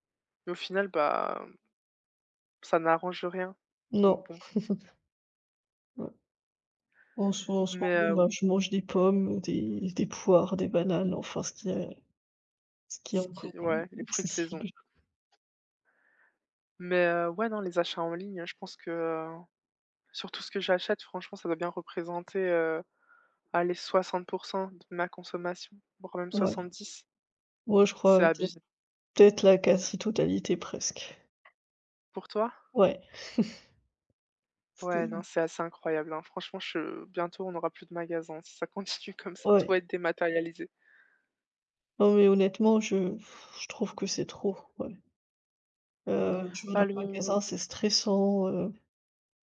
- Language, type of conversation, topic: French, unstructured, Quelle est votre relation avec les achats en ligne et quel est leur impact sur vos habitudes ?
- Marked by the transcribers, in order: laugh; unintelligible speech; tapping; chuckle; unintelligible speech; chuckle